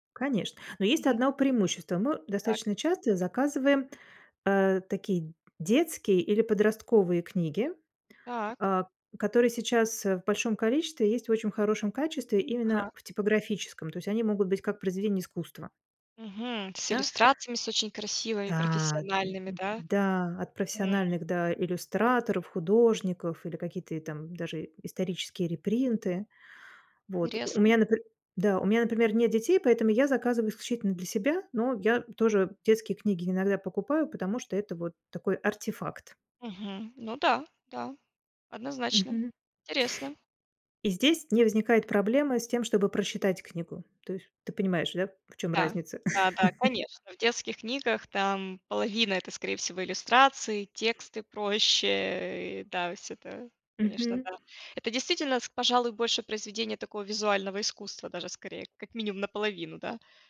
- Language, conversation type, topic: Russian, podcast, Как бороться с одиночеством в большом городе?
- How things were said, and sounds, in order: tapping; other background noise; chuckle